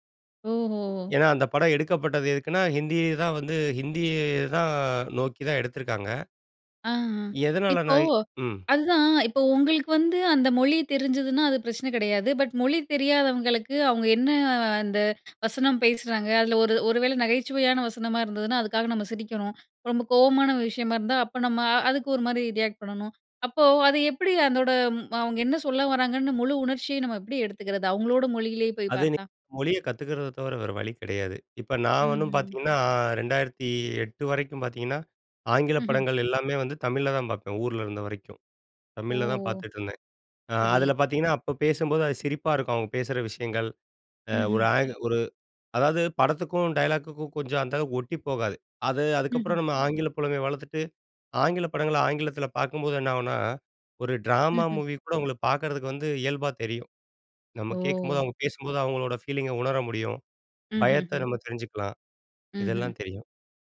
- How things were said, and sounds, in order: other background noise; drawn out: "ஹிந்திய"; "எதுனாலன்னா" said as "எதனாலனாய்"; drawn out: "என்ன"; in English: "ரியாக்ட்"; drawn out: "பார்த்தீங்கன்னா"
- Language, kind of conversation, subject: Tamil, podcast, புதிய மறுஉருவாக்கம் அல்லது மறுதொடக்கம் பார்ப்போதெல்லாம் உங்களுக்கு என்ன உணர்வு ஏற்படுகிறது?